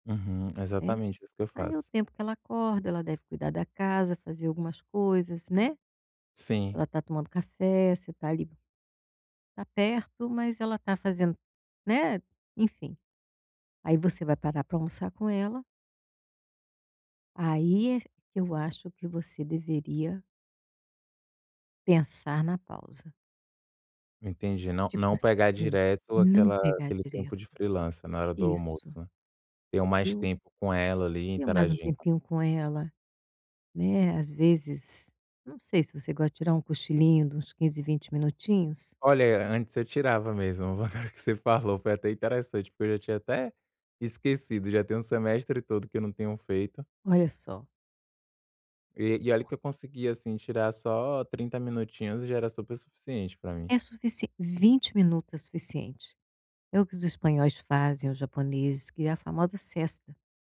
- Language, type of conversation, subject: Portuguese, advice, Como posso equilibrar pausas e produtividade no dia a dia?
- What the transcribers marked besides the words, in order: laughing while speaking: "falou"